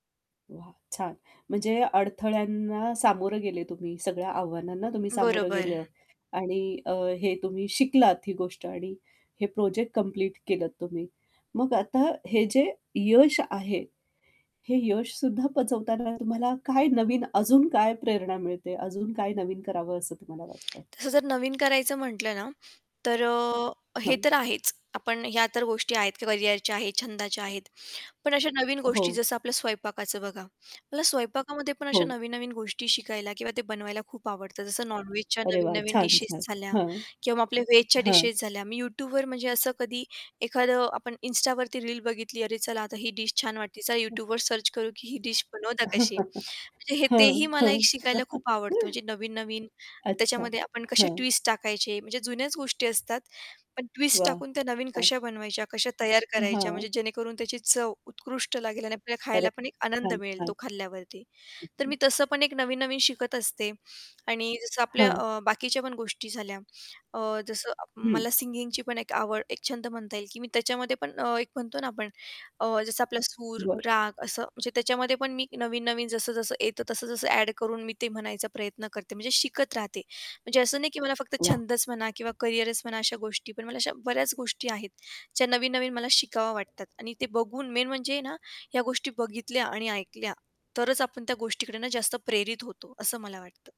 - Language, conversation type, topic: Marathi, podcast, नवीन काही शिकताना तुला प्रेरणा कुठून मिळते?
- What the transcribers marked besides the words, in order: static; tapping; distorted speech; other background noise; in English: "नॉन-व्हेजच्या"; other noise; in English: "सर्च"; chuckle; chuckle; chuckle; in English: "मेन"